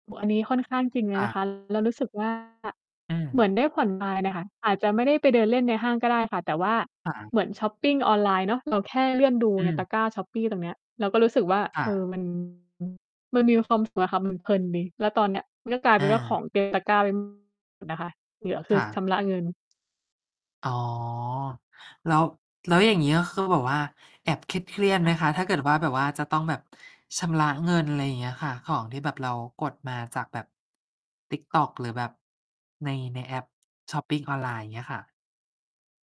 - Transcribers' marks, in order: distorted speech; "คลาย" said as "นาย"; mechanical hum
- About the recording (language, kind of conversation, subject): Thai, unstructured, เวลาคุณรู้สึกเครียด คุณทำอย่างไรถึงจะผ่อนคลาย?